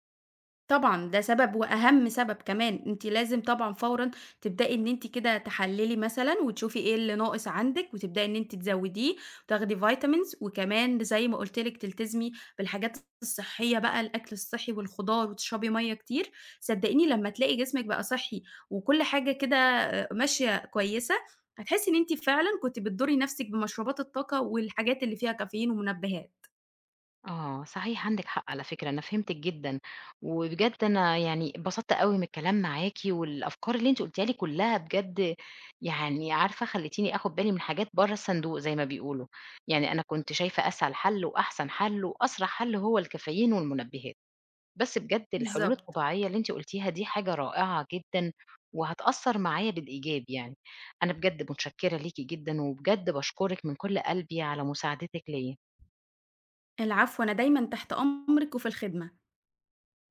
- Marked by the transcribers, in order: none
- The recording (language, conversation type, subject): Arabic, advice, إزاي بتعتمد على الكافيين أو المنبّهات عشان تفضل صاحي ومركّز طول النهار؟